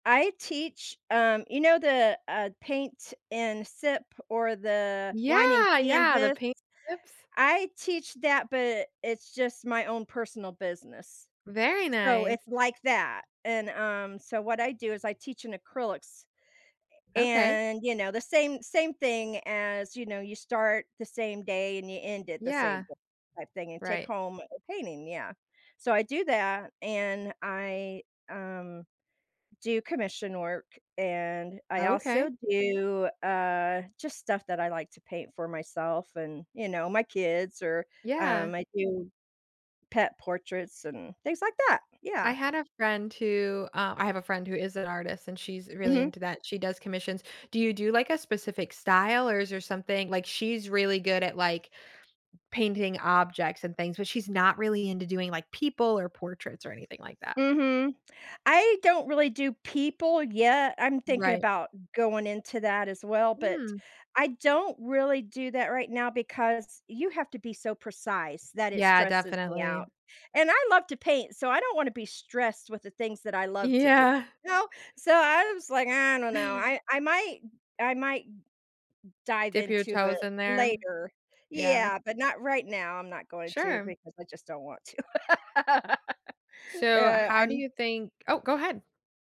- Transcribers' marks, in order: chuckle; laugh
- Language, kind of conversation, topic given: English, unstructured, How do you incorporate creativity into your everyday life?